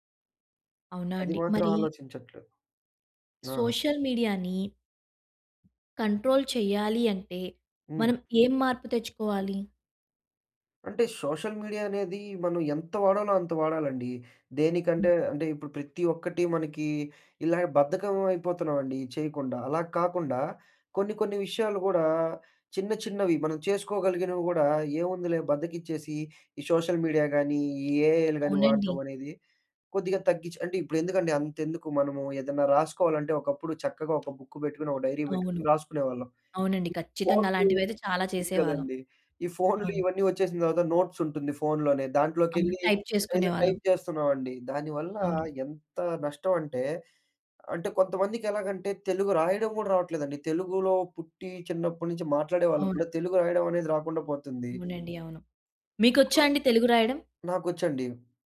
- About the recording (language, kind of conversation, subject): Telugu, podcast, సోషల్ మీడియాలో చూపుబాటలు మీ ఎంపికలను ఎలా మార్చేస్తున్నాయి?
- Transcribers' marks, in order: in English: "సోషల్ మీడియాని"; in English: "కంట్రోల్"; tapping; in English: "సోషల్ మీడియా"; in English: "సోషల్ మీడియా"; in English: "బుక్"; in English: "డైరీ"; in English: "నోట్స్"; in English: "టైప్"; in English: "టైప్"; other noise